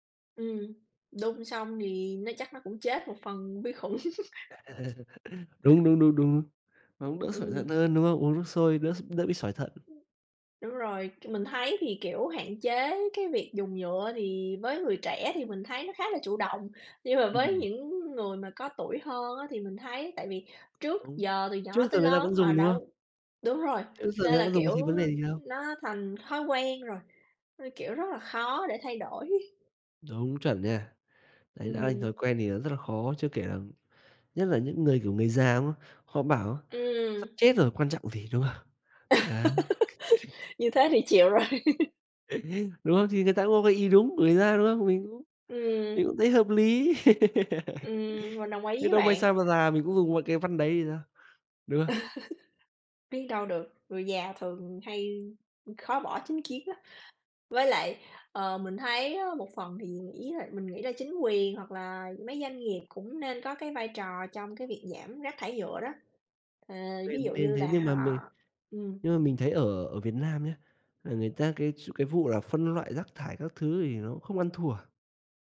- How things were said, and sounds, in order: other background noise; laugh; tapping; laugh; chuckle; laughing while speaking: "rồi"; laugh; chuckle; laugh; laugh
- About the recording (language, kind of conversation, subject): Vietnamese, unstructured, Chúng ta nên làm gì để giảm rác thải nhựa hằng ngày?